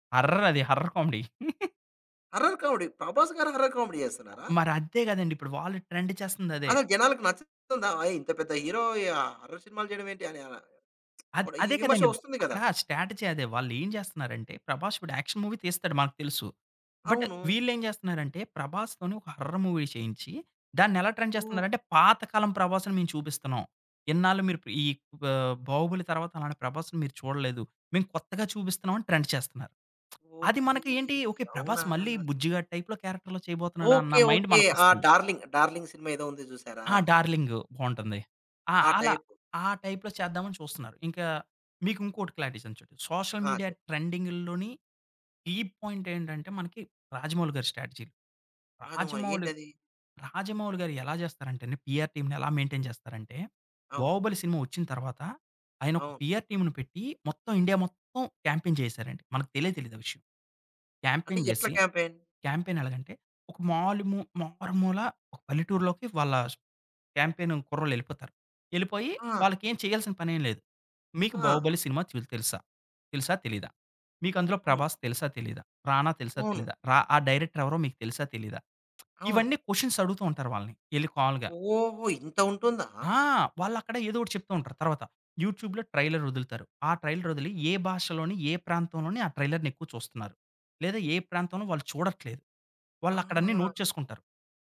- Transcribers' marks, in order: in English: "హర్రర్"; in English: "హర్రర్ కామెడీ"; giggle; in English: "హార్రర్"; other noise; in English: "హార్రర్"; tapping; in English: "ట్రెండ్"; in English: "హీరో"; in English: "హార్రర్"; other background noise; in English: "స్ట్రాటజీ"; in English: "యాక్షన్ మూవీ"; in English: "బట్"; in English: "హారర్ మూవీ"; in English: "ట్రెండ్"; in English: "ట్రెండ్"; tsk; in English: "టైప్‌లో క్యారెక్టర్‌లో"; in English: "మైండ్"; in English: "టైప్‌లో"; in English: "టైప్"; in English: "క్లారిటీ"; in English: "సోషల్ మీడియా ట్రెండింగ్"; in English: "కీ పాయింట్"; in English: "స్ట్రాటజీ"; in English: "పిఆర్ టీమ్‌ని"; in English: "మెయింటైన్"; in English: "పిఆర్ టీమ్‌ని"; in English: "క్యాంపింగ్"; in English: "క్యాంపెయిన్"; in English: "క్యాంపెయిన్"; in English: "క్యాంపెయిన్?"; in English: "క్యాంపెయిన్"; in English: "డైరెక్టర్"; tsk; in English: "క్వెషన్స్"; in English: "యూట్యూబ్‌లో ట్రైలర్"; in English: "ట్రైలర్"; in English: "ట్రైలర్‌ని"; in English: "నోట్"
- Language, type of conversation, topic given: Telugu, podcast, సోషల్ మీడియా ట్రెండ్‌లు మీ సినిమా ఎంపికల్ని ఎలా ప్రభావితం చేస్తాయి?